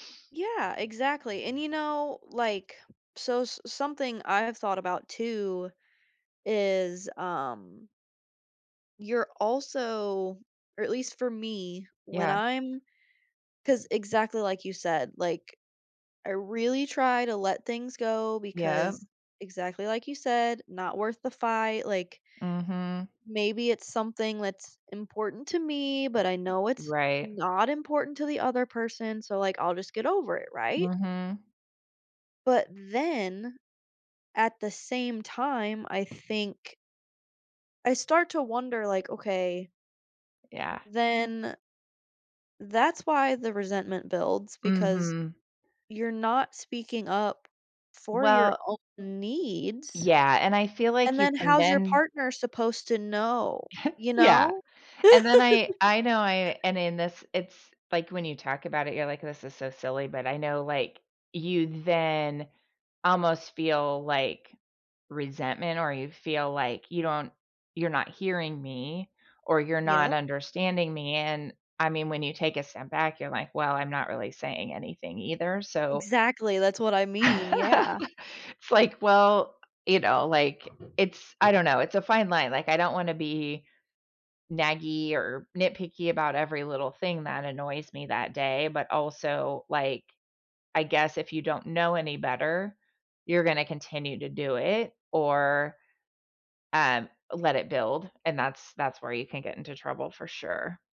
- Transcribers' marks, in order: other background noise; chuckle; laugh; laugh; door
- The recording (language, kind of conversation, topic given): English, unstructured, How do you manage your emotions when disagreements get heated?
- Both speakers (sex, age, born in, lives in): female, 25-29, United States, United States; female, 50-54, United States, United States